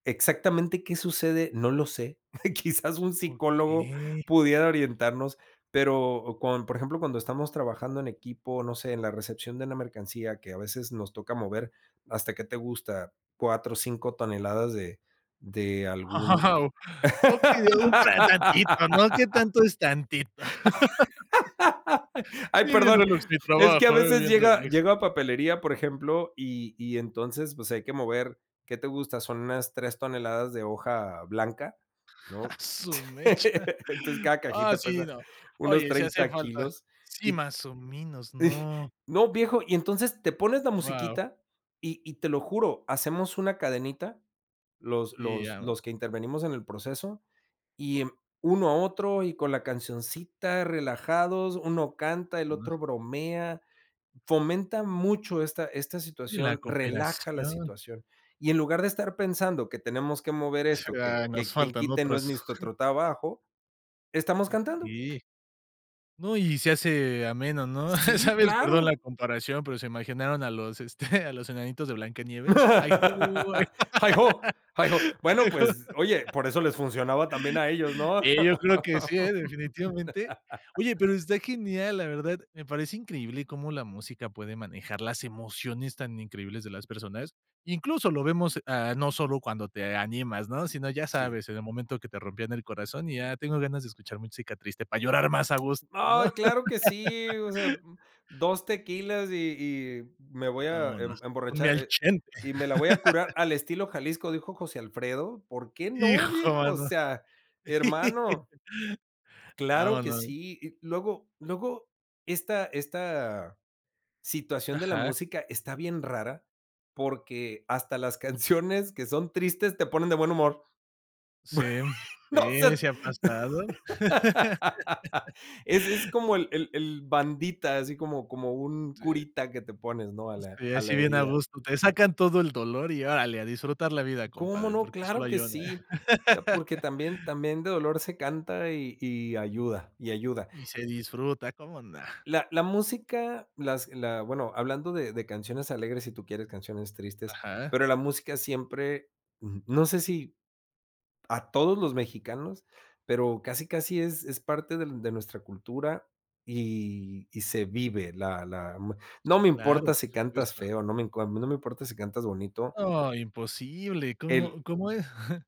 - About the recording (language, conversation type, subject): Spanish, podcast, ¿Tienes una canción que siempre te pone de buen humor?
- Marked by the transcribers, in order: laughing while speaking: "Quizás"; laughing while speaking: "¡Wao!"; laugh; put-on voice: "Sí, bien relax mi trabajo, ¿eh?, bien relax"; laugh; laughing while speaking: "¡A su mecha!"; other background noise; laughing while speaking: "y"; unintelligible speech; tapping; laughing while speaking: "¿sabes?"; laughing while speaking: "este"; laugh; in English: "¡Heigh-ho, heigh-ho!"; singing: "Ay ho, ay"; laughing while speaking: "ay ho"; laugh; laugh; laugh; laugh; laughing while speaking: "canciones"; laugh; laugh; chuckle